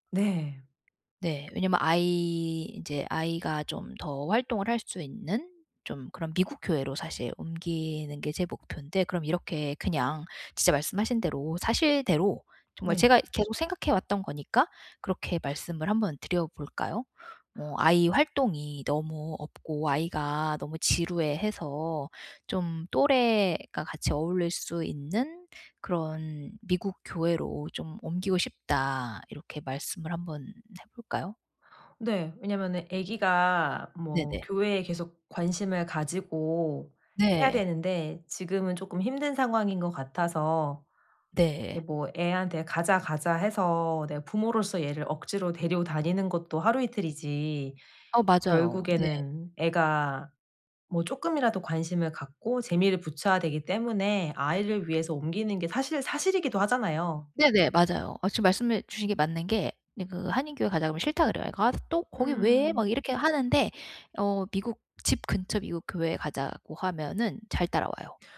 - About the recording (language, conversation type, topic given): Korean, advice, 과도한 요청을 정중히 거절하려면 어떻게 말하고 어떤 태도를 취하는 것이 좋을까요?
- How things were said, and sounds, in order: tapping